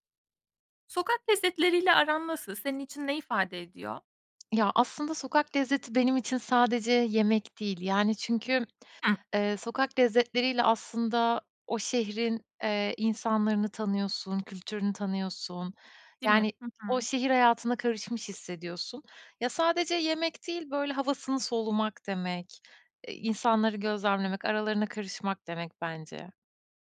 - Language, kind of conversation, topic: Turkish, podcast, Sokak lezzetleri senin için ne ifade ediyor?
- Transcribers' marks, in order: tapping; other background noise